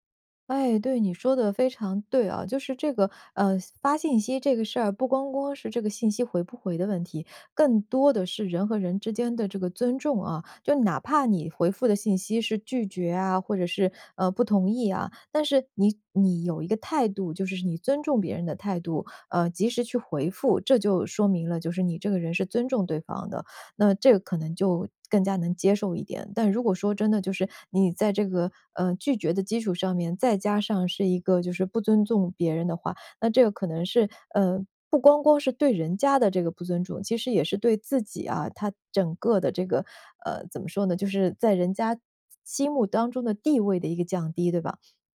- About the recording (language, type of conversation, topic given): Chinese, podcast, 看到对方“已读不回”时，你通常会怎么想？
- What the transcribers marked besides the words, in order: none